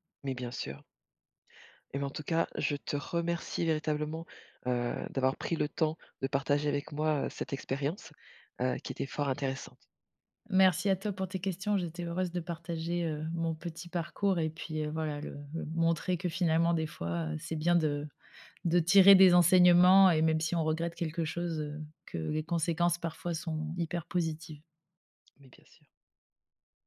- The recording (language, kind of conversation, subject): French, podcast, Quand as-tu pris une décision que tu regrettes, et qu’en as-tu tiré ?
- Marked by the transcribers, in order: other background noise